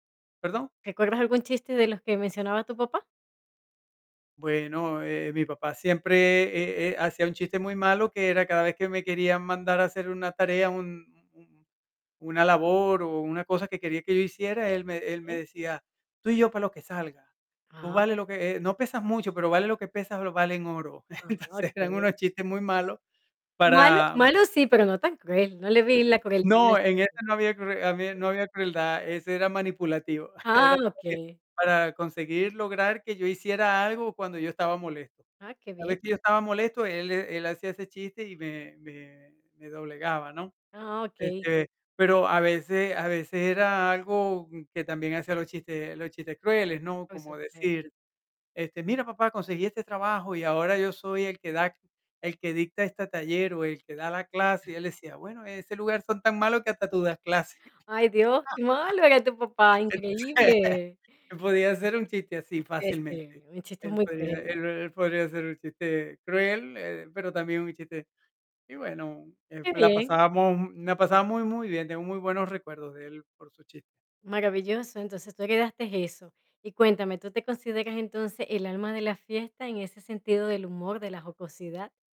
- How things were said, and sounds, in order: distorted speech; laughing while speaking: "Entonces"; other noise; unintelligible speech; other background noise; chuckle; laugh; laughing while speaking: "Entonces"; static
- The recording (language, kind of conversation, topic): Spanish, podcast, ¿Cómo usas el humor al conversar con otras personas?
- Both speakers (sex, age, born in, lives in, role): female, 40-44, Venezuela, United States, host; male, 50-54, Venezuela, United States, guest